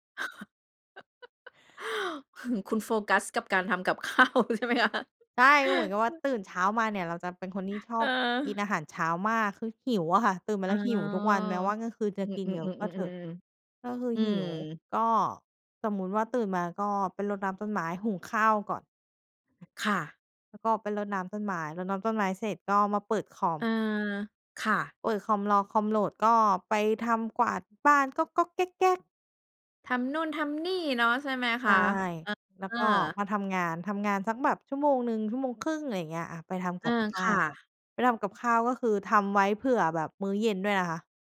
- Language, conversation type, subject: Thai, podcast, เล่าให้ฟังหน่อยว่าคุณจัดสมดุลระหว่างงานกับชีวิตส่วนตัวยังไง?
- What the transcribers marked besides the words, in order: chuckle; laughing while speaking: "ข้าวใช่ไหมคะ ?"; chuckle; other noise